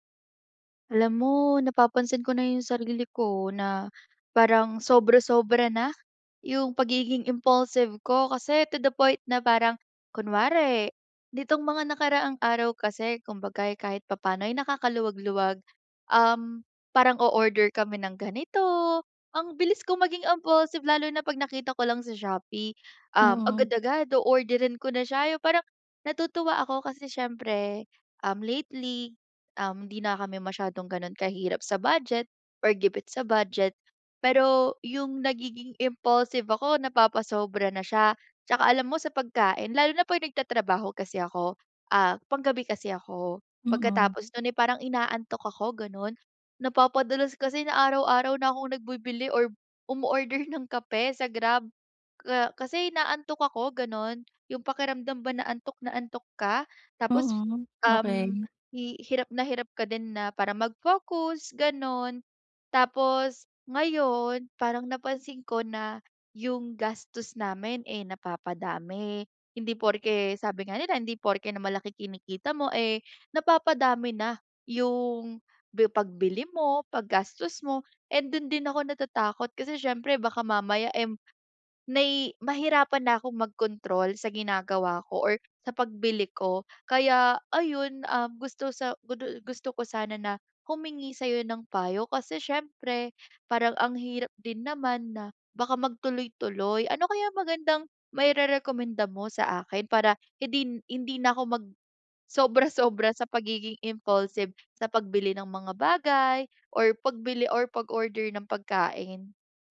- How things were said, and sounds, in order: in English: "impulsive"; in English: "impulsive"; in English: "impulsive"
- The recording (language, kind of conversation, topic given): Filipino, advice, Paano ko makokontrol ang impulsibong kilos?